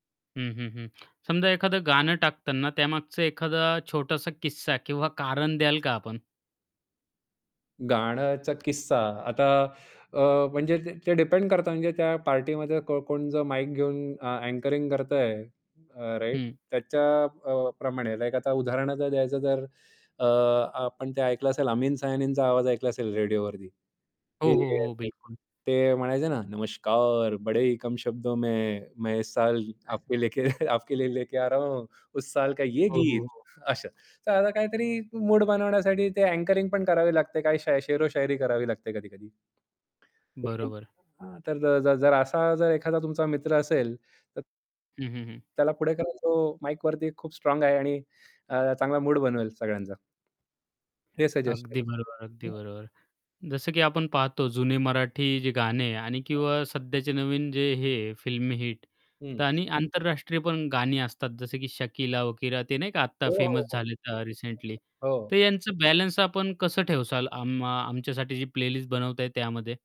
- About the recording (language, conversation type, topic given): Marathi, podcast, तू आमच्यासाठी प्लेलिस्ट बनवलीस, तर त्यात कोणती गाणी टाकशील?
- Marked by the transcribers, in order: static; tapping; in English: "राइट?"; other background noise; distorted speech; unintelligible speech; in Hindi: "नमस्कार बडे कम शब्द में … का ये गीत"; put-on voice: "नमस्कार बडे कम शब्द में … का ये गीत"; chuckle; unintelligible speech; other noise; in English: "फिल्म"; in English: "फेमस"; "ठेवाल" said as "ठेवसाल"; in English: "प्लेलिस्ट"